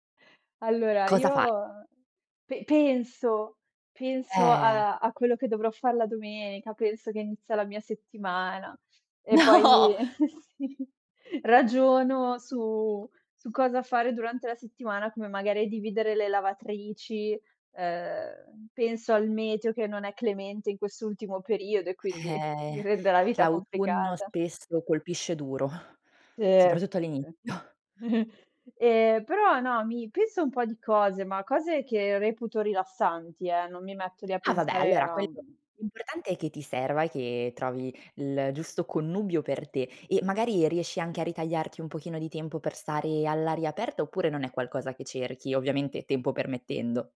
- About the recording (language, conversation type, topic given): Italian, podcast, Come bilanci il lavoro e il tempo per te stesso?
- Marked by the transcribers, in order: chuckle; laughing while speaking: "sì"; laughing while speaking: "No"; exhale; laughing while speaking: "all'inizio"; unintelligible speech; chuckle